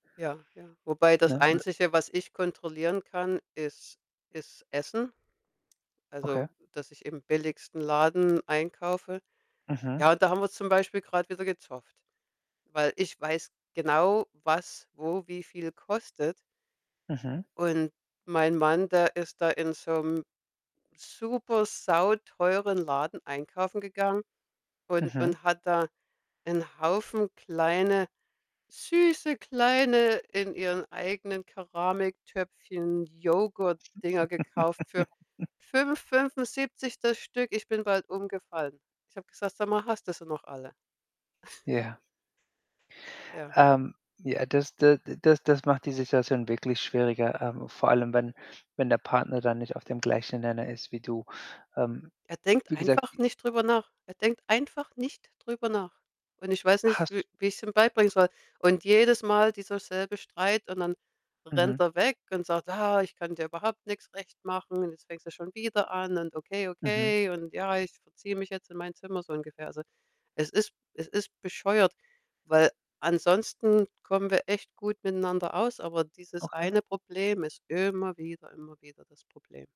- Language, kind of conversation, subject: German, advice, Wie können mein Partner und ich mit unseren unterschiedlichen Ausgabengewohnheiten besser umgehen?
- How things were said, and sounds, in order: distorted speech; other background noise; static; put-on voice: "süße"; chuckle; chuckle; stressed: "immer"